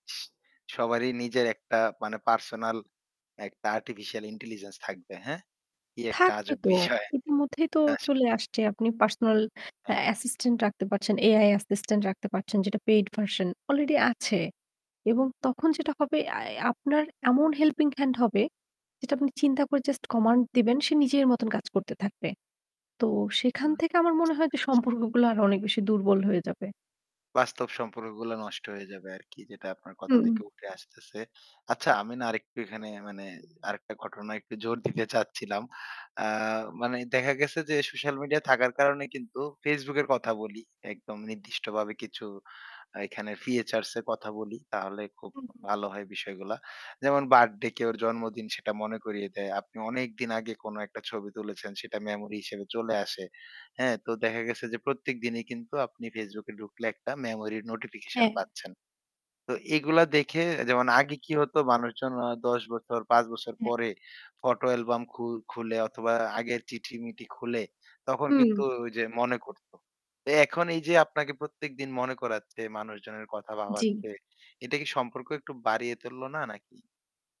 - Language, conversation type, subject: Bengali, podcast, তুমি কি মনে করো, ভবিষ্যতে সামাজিক মাধ্যম আমাদের সম্পর্কগুলো বদলে দেবে?
- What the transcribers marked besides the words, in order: static; distorted speech; other background noise; "ফিচার" said as "ফিয়েচার"